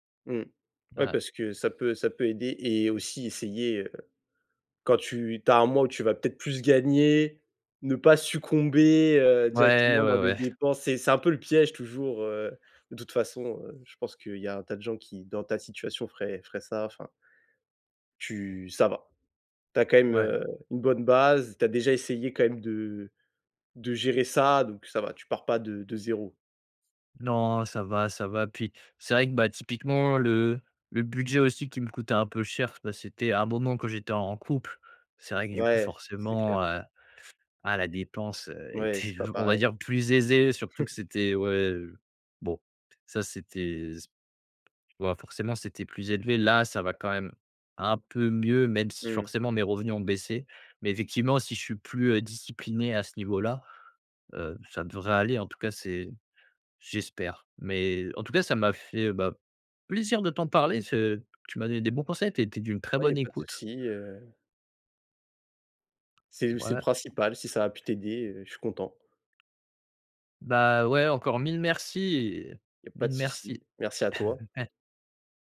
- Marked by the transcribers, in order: chuckle; laughing while speaking: "était"; chuckle; stressed: "là"; tapping; other background noise
- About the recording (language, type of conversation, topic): French, advice, Comment puis-je établir et suivre un budget réaliste malgré mes difficultés ?